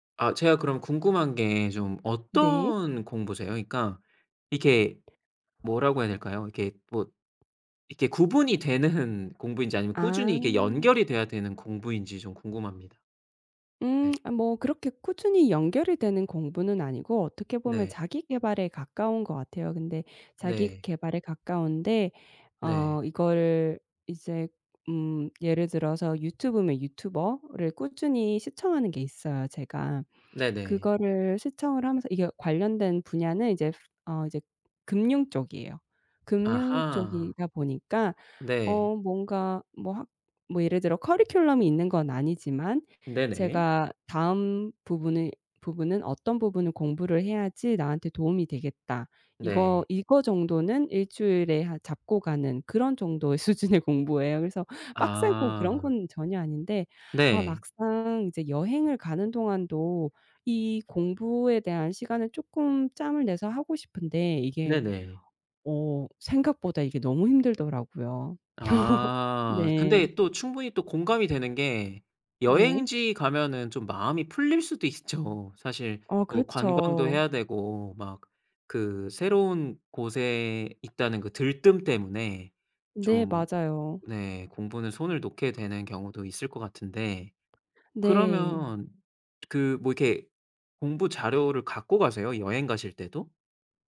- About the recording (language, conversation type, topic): Korean, advice, 여행이나 출장 중에 습관이 무너지는 문제를 어떻게 해결할 수 있을까요?
- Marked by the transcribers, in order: laughing while speaking: "되는"; other background noise; tapping; laughing while speaking: "수준의"; laugh; laughing while speaking: "있죠"